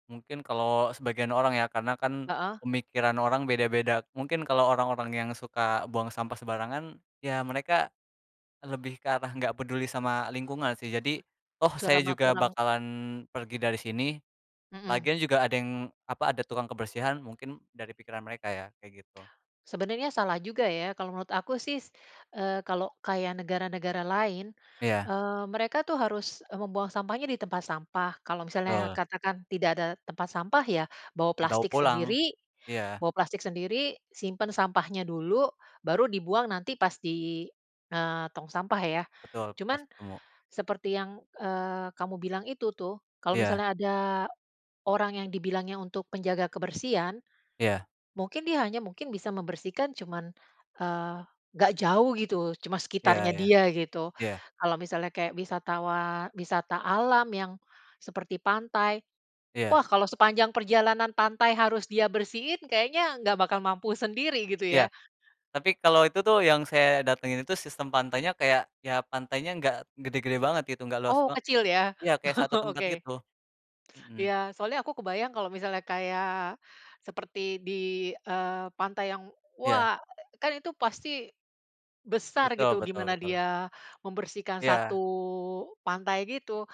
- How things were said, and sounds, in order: tapping; other background noise; laugh
- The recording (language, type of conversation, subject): Indonesian, unstructured, Bagaimana reaksi kamu saat menemukan sampah di tempat wisata alam?